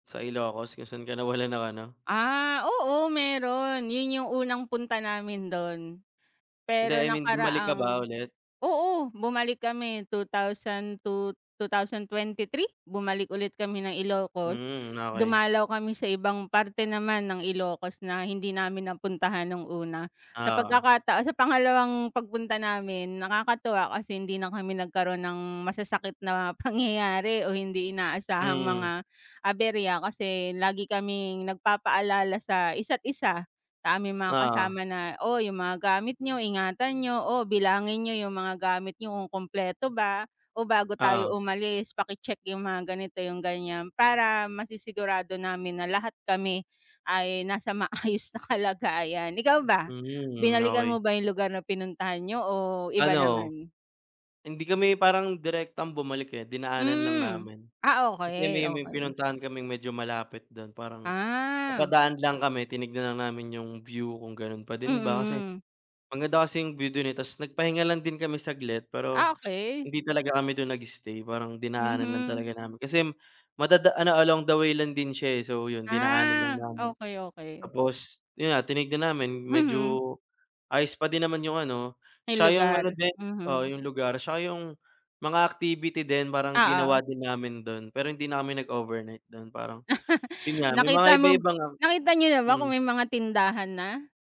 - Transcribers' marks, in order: chuckle
- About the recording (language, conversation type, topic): Filipino, unstructured, Ano ang pinakamasakit na nangyari habang nakikipagsapalaran ka?